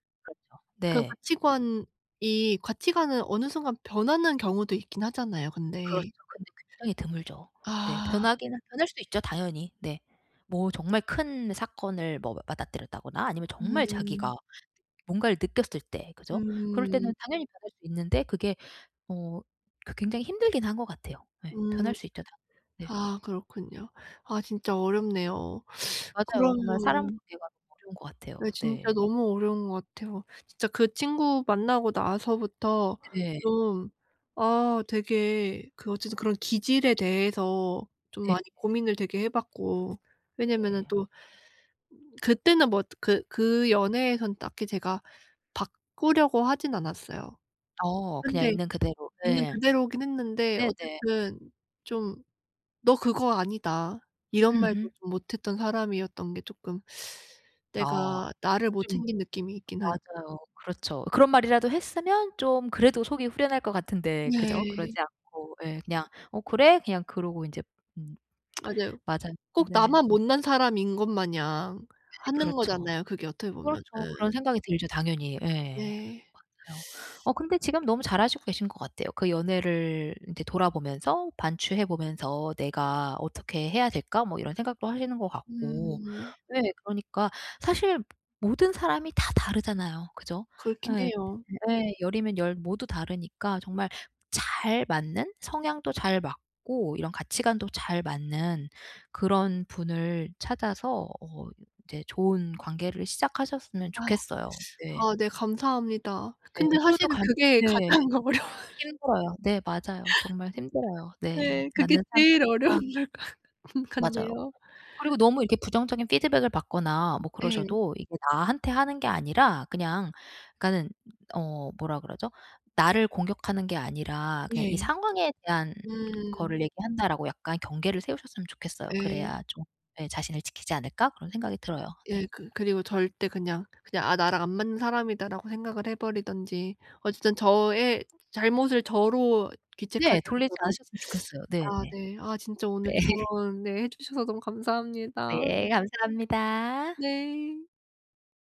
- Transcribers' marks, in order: teeth sucking; other background noise; teeth sucking; other noise; teeth sucking; teeth sucking; laughing while speaking: "어려워"; laughing while speaking: "어려운 것 같"; teeth sucking; laughing while speaking: "네"
- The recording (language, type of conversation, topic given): Korean, advice, 전 애인과 헤어진 뒤 감정적 경계를 세우며 건강한 관계를 어떻게 시작할 수 있을까요?
- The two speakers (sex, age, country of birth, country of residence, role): female, 25-29, South Korea, Netherlands, user; female, 40-44, United States, United States, advisor